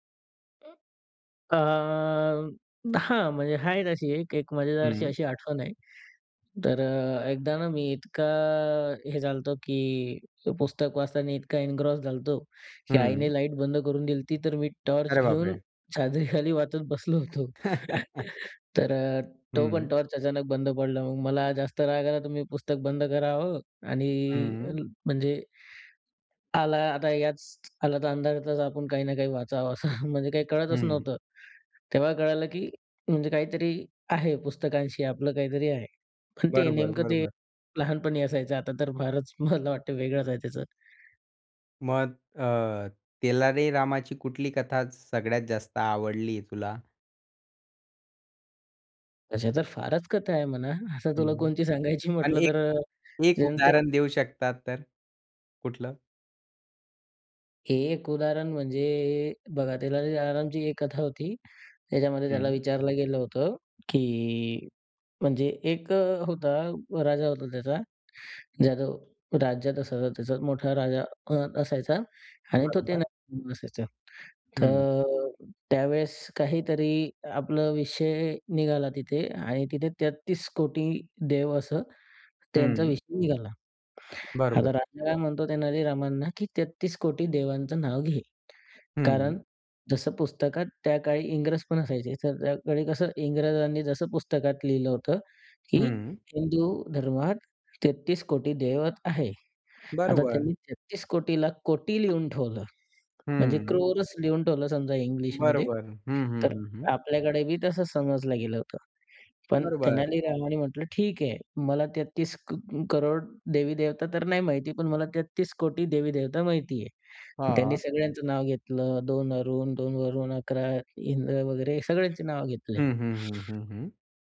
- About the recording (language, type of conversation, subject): Marathi, podcast, बालपणी तुमची आवडती पुस्तके कोणती होती?
- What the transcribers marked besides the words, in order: other noise; in English: "एन्ग्रॉस"; "दिली होती" said as "दिलती"; laughing while speaking: "चादरीखाली वाचत बसलो होतो"; laugh; chuckle; laughing while speaking: "असं"; laughing while speaking: "मला वाटतं"; tapping; unintelligible speech